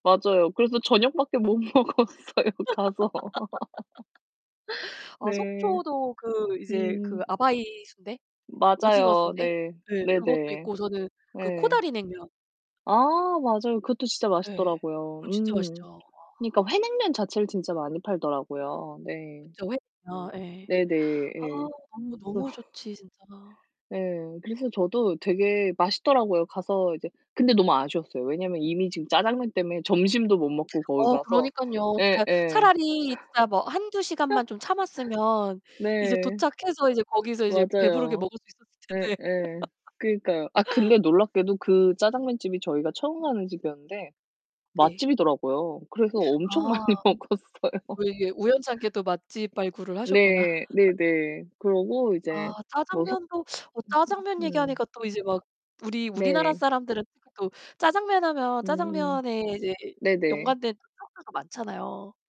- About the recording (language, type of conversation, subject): Korean, unstructured, 음식을 먹으면서 가장 기억에 남는 경험은 무엇인가요?
- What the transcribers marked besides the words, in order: laugh; laughing while speaking: "먹었어요 가서"; distorted speech; laugh; other background noise; laughing while speaking: "그래서"; laugh; laugh; laughing while speaking: "많이 먹었어요"; tapping; laugh; teeth sucking; unintelligible speech